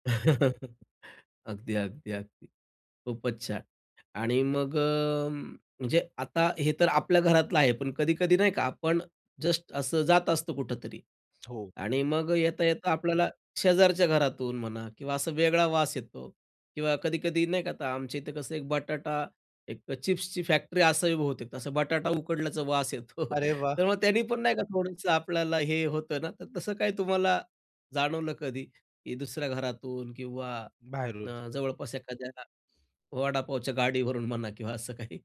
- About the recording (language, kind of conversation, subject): Marathi, podcast, किचनमधला सुगंध तुमच्या घरातला मूड कसा बदलतो असं तुम्हाला वाटतं?
- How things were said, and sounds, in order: chuckle; laughing while speaking: "येतो"; laughing while speaking: "गाडीवरून म्हणा किंवा असं काही?"